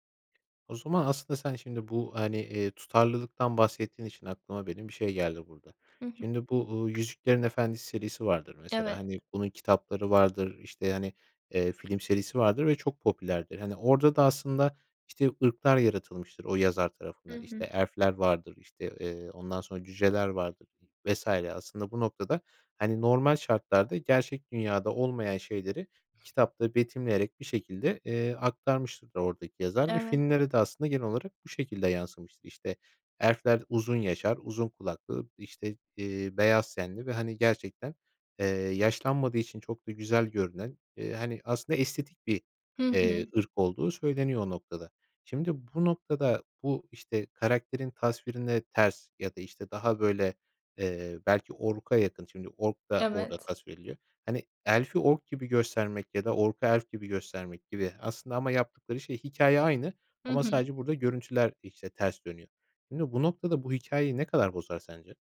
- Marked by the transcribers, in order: tapping; other background noise
- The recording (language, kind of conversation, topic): Turkish, podcast, Kitap okumak ile film izlemek hikâyeyi nasıl değiştirir?